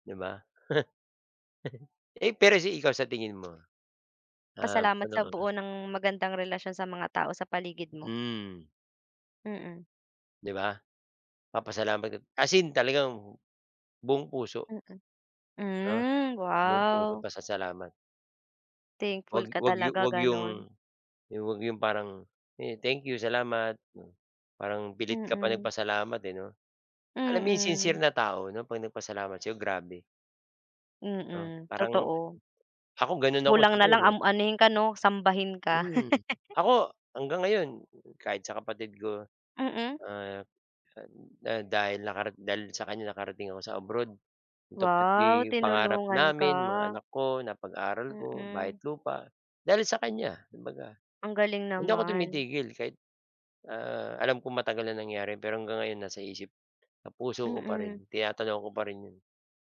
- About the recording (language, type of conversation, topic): Filipino, unstructured, Paano mo ipinapakita ang pasasalamat mo sa mga taong tumutulong sa iyo?
- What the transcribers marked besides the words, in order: laugh; other background noise; chuckle